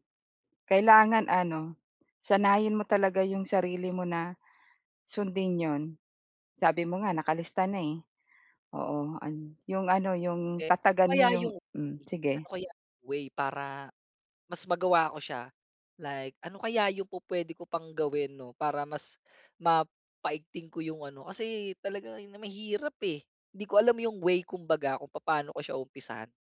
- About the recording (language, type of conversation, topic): Filipino, advice, Paano ako makakagawa ng pinakamaliit na susunod na hakbang patungo sa layunin ko?
- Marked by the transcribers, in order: none